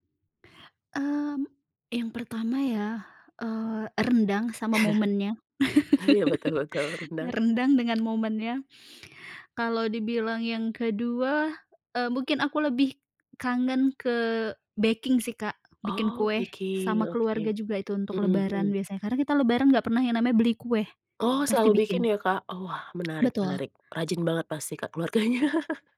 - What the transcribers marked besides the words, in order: chuckle; laugh; other background noise; in English: "baking"; laughing while speaking: "keluarganya"
- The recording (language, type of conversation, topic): Indonesian, podcast, Kenangan khusus apa yang muncul saat kamu mencium aroma masakan keluarga?